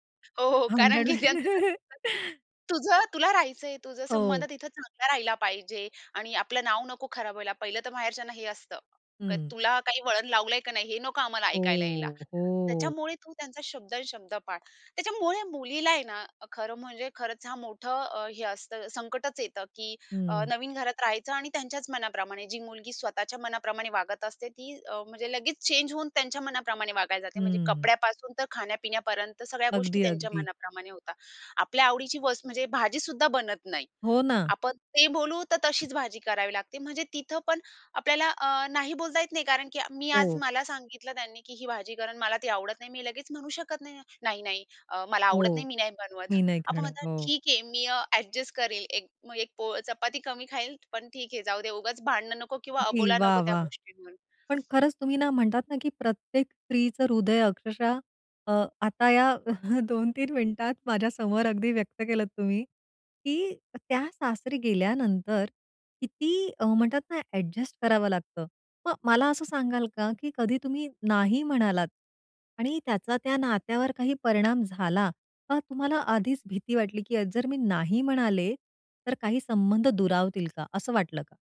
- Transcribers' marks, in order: laughing while speaking: "हो, हो, कारण की त्यांचं कसं असतं की"; laughing while speaking: "भांडण वगैरे"; chuckle; in English: "चेंज"; in English: "एडजस्ट"; chuckle; laughing while speaking: "दोन तीन मिनिटात माझ्या समोर अगदी व्यक्त केलत तुम्ही"; trusting: "त्या सासरी गेल्यानंतर किती अ, म्हणतात ना, एडजस्ट करावं लागतं"; in English: "एडजस्ट"; other background noise
- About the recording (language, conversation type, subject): Marathi, podcast, तुमच्या नातेसंबंधात ‘नाही’ म्हणणे कधी कठीण वाटते का?